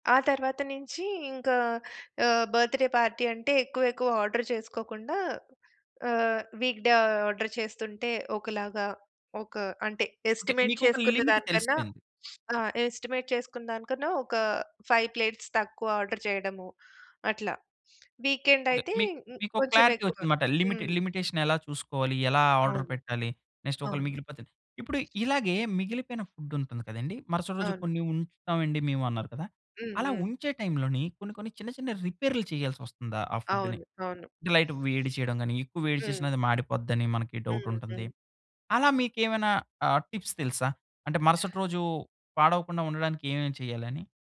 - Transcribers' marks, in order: in English: "బర్త్ డే పార్టీ"; in English: "ఆర్డర్"; in English: "వీక్ డే ఆర్డర్"; in English: "ఎస్టిమేట్"; in English: "లిమిట్"; in English: "ఎస్టిమేట్"; in English: "ఫైవ్ ప్లేట్స్"; in English: "ఆర్డర్"; in English: "క్లారిటీ"; in English: "లిమిట్, లిమిటేషన్"; in English: "ఆర్డర్"; in English: "నెక్స్ట్"; in English: "ఫుడ్"; in English: "ఫుడ్‌ని?"; in English: "లైట్‌గా"; in English: "టిప్స్"
- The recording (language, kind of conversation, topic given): Telugu, podcast, పండుగలో మిగిలిన ఆహారాన్ని మీరు ఎలా ఉపయోగిస్తారు?